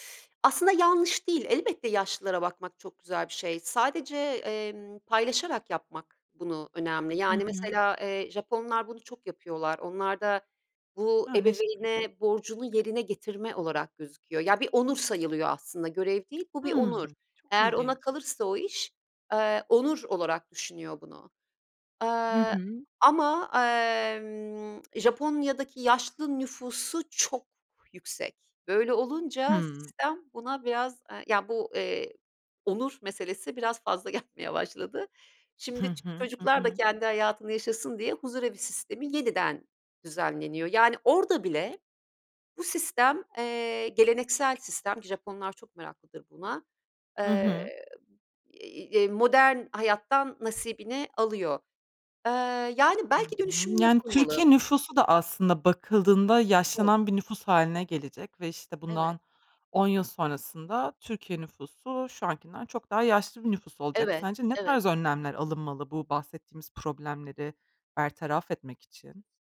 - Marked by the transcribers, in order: other background noise; laughing while speaking: "gelmeye"
- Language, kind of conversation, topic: Turkish, podcast, Yaşlı bir ebeveynin bakım sorumluluğunu üstlenmeyi nasıl değerlendirirsiniz?